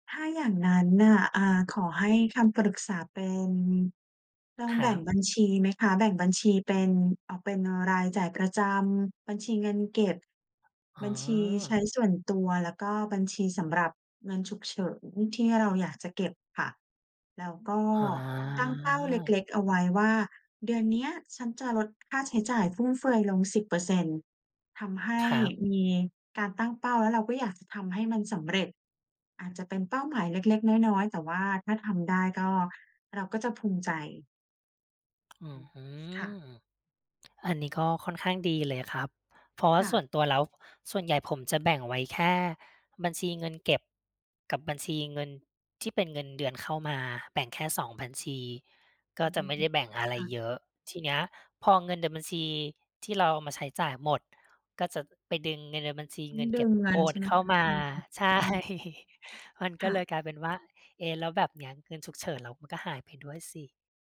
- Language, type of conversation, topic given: Thai, advice, ทำอย่างไรถึงจะควบคุมงบประมาณได้ ทั้งที่ใช้เงินเกินทุกเดือน?
- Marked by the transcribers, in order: drawn out: "อา"; tapping; tsk; other background noise; laughing while speaking: "ใช่"